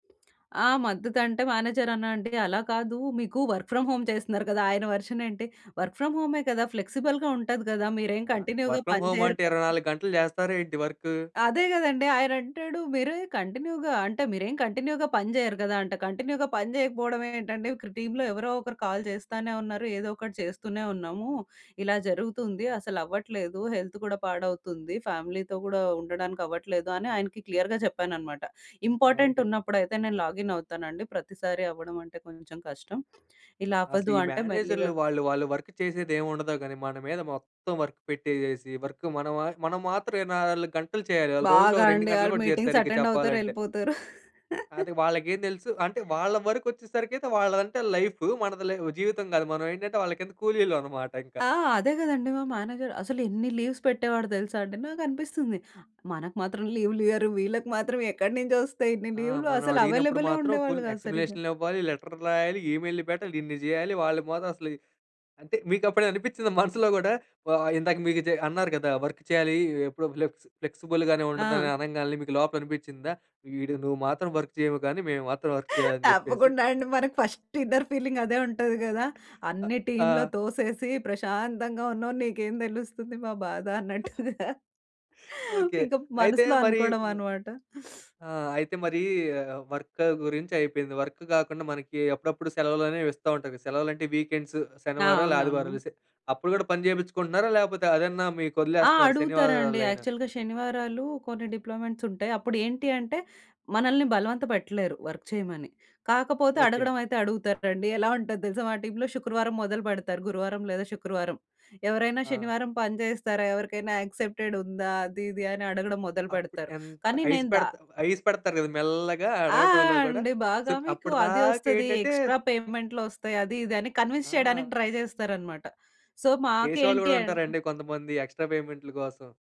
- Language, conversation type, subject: Telugu, podcast, పని మీద ఆధారపడకుండా సంతోషంగా ఉండేందుకు మీరు మీకు మీరే ఏ విధంగా పరిమితులు పెట్టుకుంటారు?
- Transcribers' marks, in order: other noise; in English: "మేనేజర్"; in English: "వర్క్ ఫ్రమ్ హోమ్"; in English: "వర్షన్"; in English: "వర్క్ ఫ్రామ్"; in English: "ఫ్లెక్సిబుల్‌గా"; in English: "కంటిన్యూ‌గా"; in English: "వర్క్ ఫ్రమ్ హోమ్"; in English: "కంటిన్యూగా"; in English: "కంటిన్యూగా"; in English: "కంటిన్యూగా"; "ఇక్కడ" said as "ఇక్కర"; in English: "టీమ్‌లో"; in English: "కాల్"; in English: "హెల్త్"; in English: "ఫ్యామిలీతో"; in English: "క్లియర్‌గా"; in English: "ఇంపార్టెంట్"; in English: "లాగిన్"; other background noise; in English: "వర్క్"; in English: "వర్క్"; in English: "వర్క్"; in English: "మీటింగ్స్ అటెండ్"; giggle; in English: "మేనేజర్"; in English: "లీవ్స్"; in English: "ఫుల్"; in English: "లెటర్"; in English: "వర్క్"; in English: "ఫ్లెక్స్ ఫ్లెక్స్‌బుల్"; in English: "వర్క్"; in English: "వర్క్"; chuckle; in English: "ఫస్ట్ ఇన్నర్"; in English: "టీమ్‌లో"; chuckle; sniff; in English: "వర్క్"; in English: "యాక్చువల్‌గా"; in English: "వర్క్"; in English: "టీమ్‌లో"; in English: "యాక్సెప్టెడ్"; in English: "ఐస్"; in English: "ఐస్"; in English: "సో"; in English: "ఎక్స్‌ట్రా"; in English: "కన్విన్స్"; in English: "ట్రై"; in English: "సో"; in English: "ఎక్స్‌ట్రా"